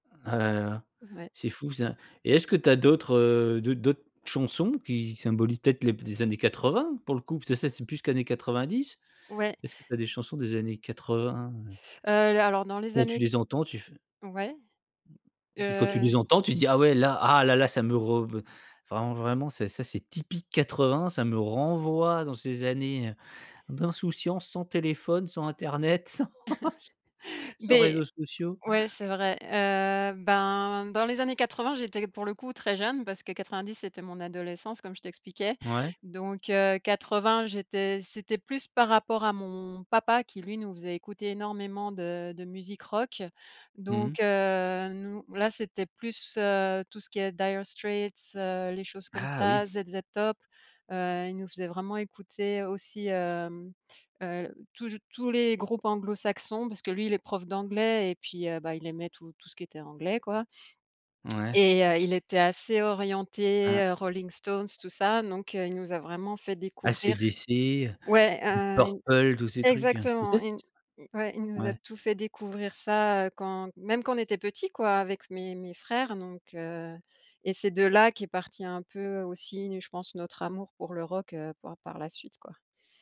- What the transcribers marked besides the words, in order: other background noise; tapping; laugh; chuckle; stressed: "papa"
- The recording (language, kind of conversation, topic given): French, podcast, Quelle chanson symbolise une époque pour toi ?